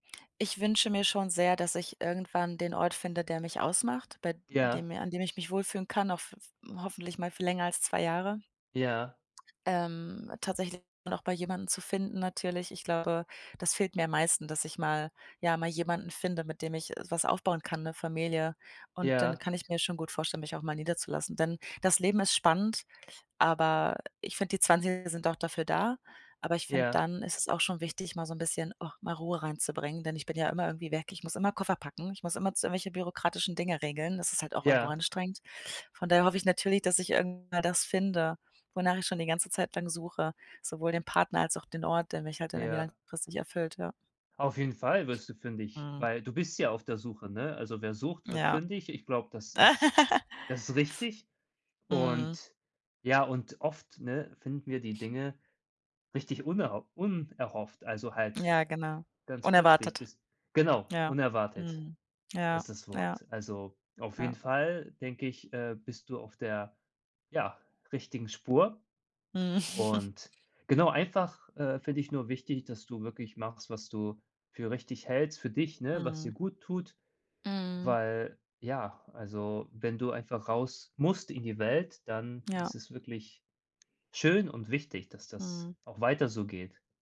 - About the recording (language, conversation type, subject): German, advice, Wie kann ich beim Reisen mit der Angst vor dem Unbekannten ruhig bleiben?
- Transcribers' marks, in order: tapping; other background noise; laugh; laughing while speaking: "Mhm"